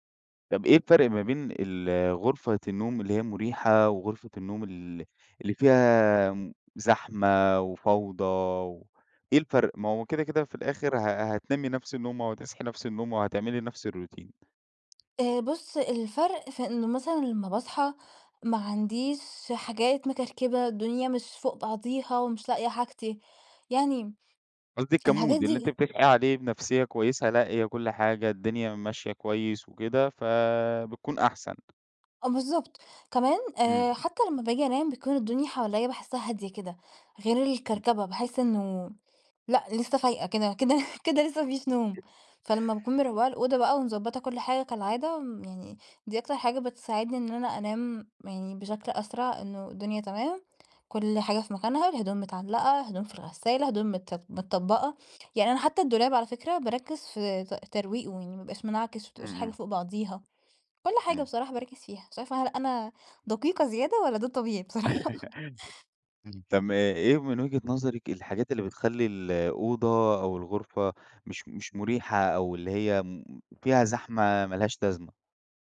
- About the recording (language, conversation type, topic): Arabic, podcast, إيه الحاجات اللي بتخلّي أوضة النوم مريحة؟
- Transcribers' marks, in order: tapping; in English: "الroutine؟"; in English: "كmood"; unintelligible speech; laughing while speaking: "كده"; unintelligible speech; laughing while speaking: "بصراحة؟"; laugh